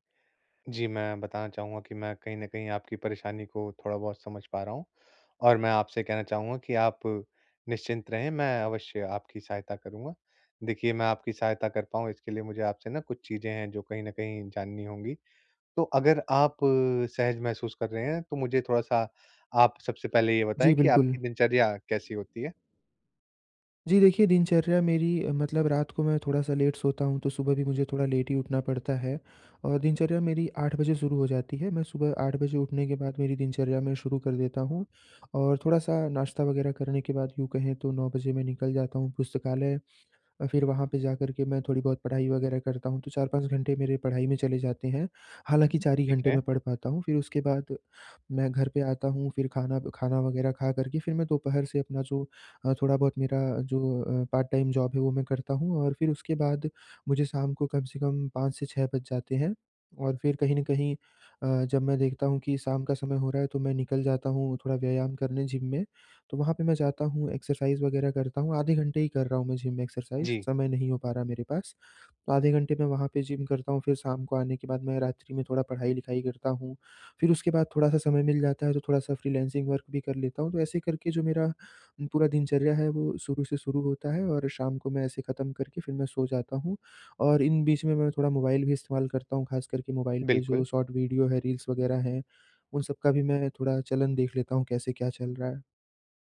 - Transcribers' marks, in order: in English: "लेट"; in English: "लेट"; in English: "पार्ट टाइम जॉब"; in English: "एक्सरसाइज़"; in English: "एक्सरसाइज़"; in English: "फ्रीलांसिंग वर्क"; in English: "शॉर्ट"; in English: "रील्स"
- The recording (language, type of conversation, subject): Hindi, advice, व्यस्तता में काम के बीच छोटे-छोटे सचेत विराम कैसे जोड़ूँ?